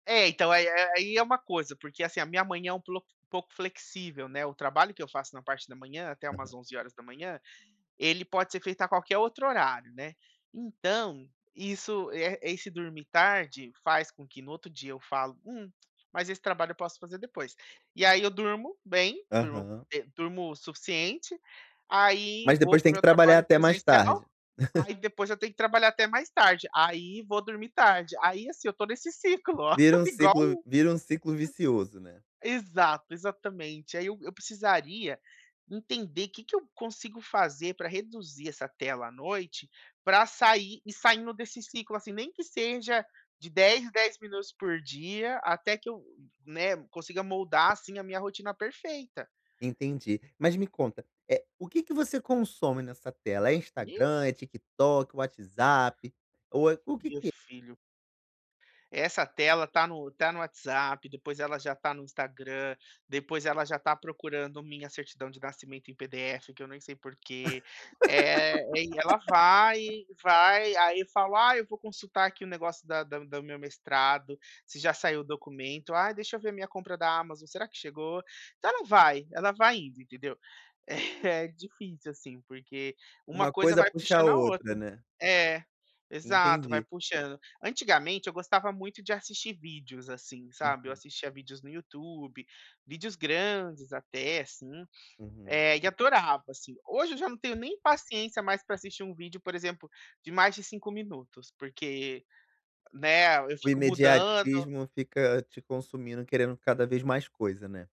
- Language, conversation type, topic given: Portuguese, advice, Como reduzir o tempo de tela à noite para dormir melhor sem ficar entediado?
- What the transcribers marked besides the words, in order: laugh; laugh; other background noise; unintelligible speech; laugh; laughing while speaking: "É"; sniff; tapping